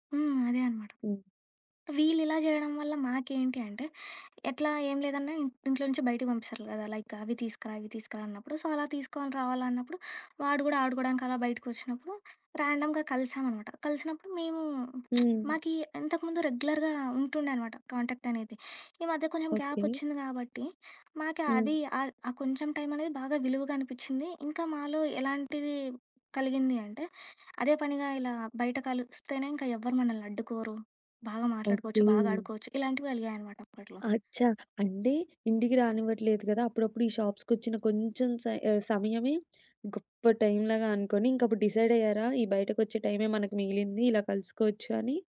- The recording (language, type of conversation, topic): Telugu, podcast, సామాజిక ఒత్తిడి మరియు మీ అంతరాత్మ చెప్పే మాటల మధ్య మీరు ఎలా సమతుల్యం సాధిస్తారు?
- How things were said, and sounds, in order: other background noise; in English: "లైక్"; in English: "సో"; in English: "ర్యాండమ్‌గా"; lip smack; in English: "రెగ్యులర్‌గా"; in English: "కాంటాక్ట్"; in Hindi: "అచ్చా!"; in English: "డిసైడ్"